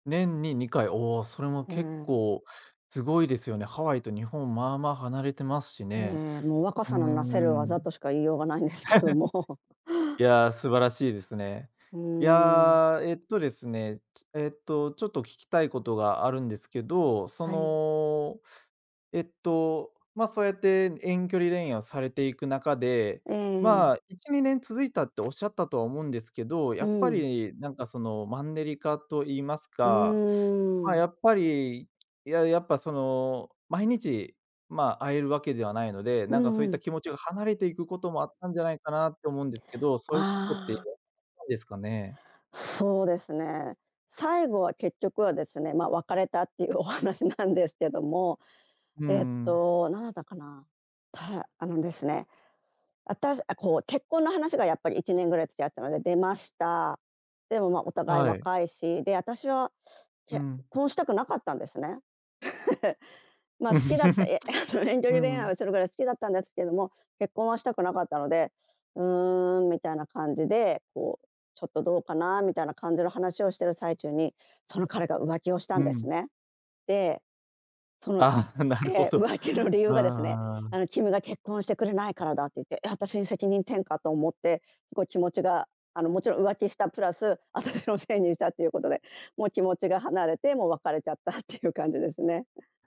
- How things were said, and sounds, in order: chuckle; laughing while speaking: "ないんですけども"; other background noise; tapping; unintelligible speech; laughing while speaking: "お話なんですけども"; laugh; chuckle; laughing while speaking: "浮気の理由がですね"; laughing while speaking: "なるほど"; laughing while speaking: "私のせいに"; laughing while speaking: "ちゃったって"
- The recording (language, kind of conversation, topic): Japanese, podcast, 遠距離恋愛を続けるために、どんな工夫をしていますか？
- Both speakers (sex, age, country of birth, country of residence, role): female, 50-54, Japan, Japan, guest; male, 25-29, Japan, Germany, host